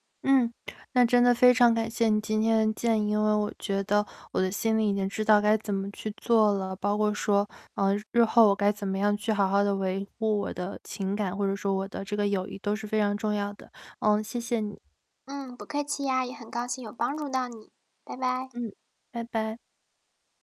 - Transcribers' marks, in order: static
- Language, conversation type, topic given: Chinese, advice, 我该如何应对一段总是单方面付出的朋友关系？